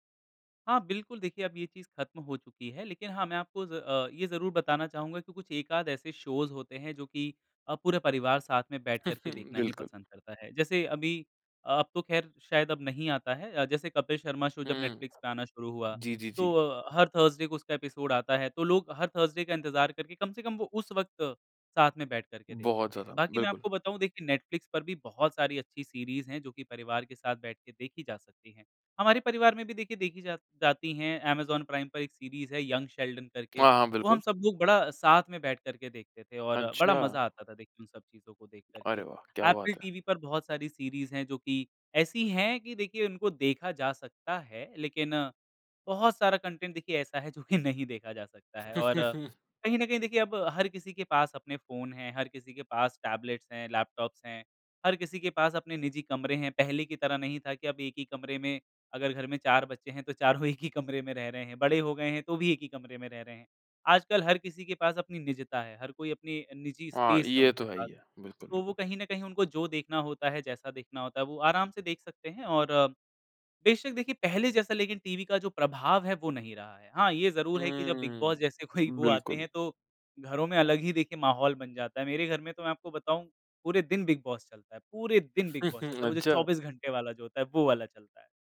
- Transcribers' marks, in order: in English: "शोज़"; chuckle; in English: "थर्सडे"; in English: "एपिसोड"; in English: "थर्सडे"; in English: "सीरीज़"; in English: "सीरीज़"; tongue click; in English: "सीरीज़"; in English: "कंटेंट"; laughing while speaking: "जो कि"; chuckle; laughing while speaking: "चारों एक"; in English: "स्पेस"; laughing while speaking: "कोई"; lip smack; chuckle
- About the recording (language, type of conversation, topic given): Hindi, podcast, स्ट्रीमिंग प्लेटफ़ॉर्मों ने टीवी देखने का अनुभव कैसे बदल दिया है?